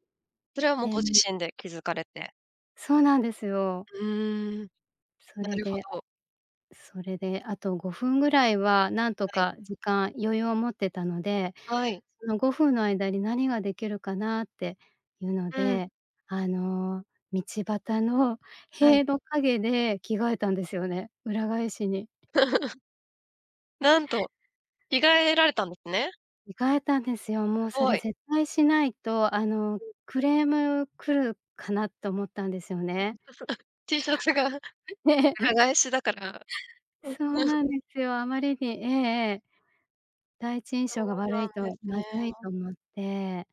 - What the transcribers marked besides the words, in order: other noise; laugh; other background noise; unintelligible speech; giggle; laughing while speaking: "で"; laugh
- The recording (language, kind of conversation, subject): Japanese, podcast, 服の失敗談、何かある？